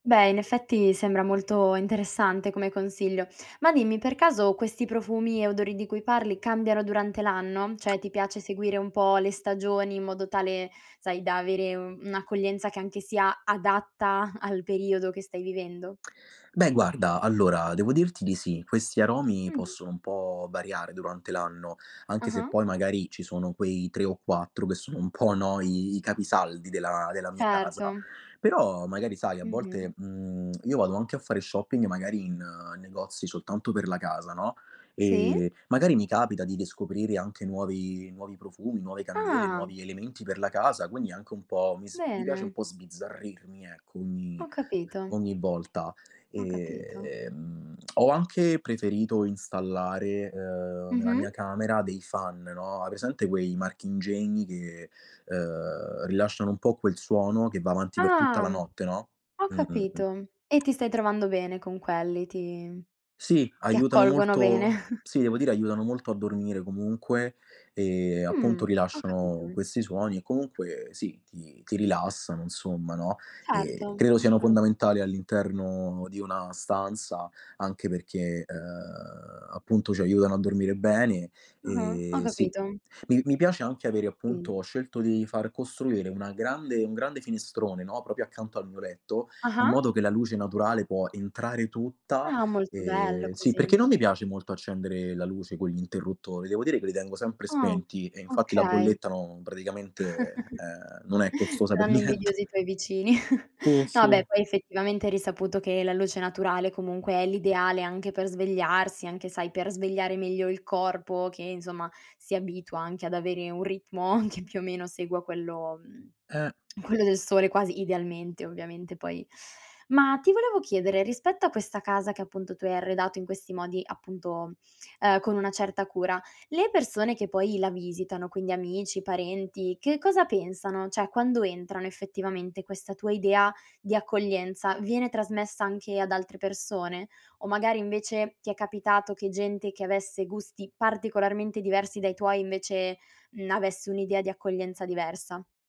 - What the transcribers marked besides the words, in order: "Cioè" said as "ceh"; chuckle; tongue click; other background noise; lip smack; in English: "fan"; tapping; background speech; chuckle; "proprio" said as "propio"; chuckle; laughing while speaking: "niente"; chuckle; laughing while speaking: "che"; "Cioè" said as "ceh"
- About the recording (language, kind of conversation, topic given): Italian, podcast, Cosa fai per rendere la tua casa più accogliente?